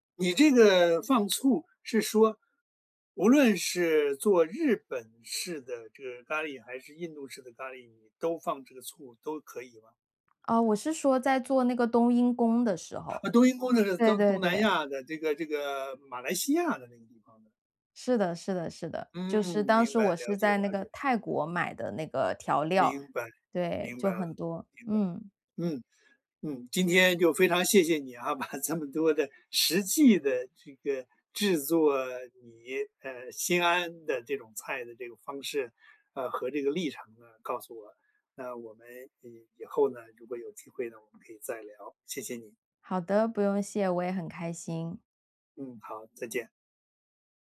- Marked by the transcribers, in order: other background noise; laughing while speaking: "把"
- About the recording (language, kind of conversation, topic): Chinese, podcast, 怎么把简单食材变成让人心安的菜？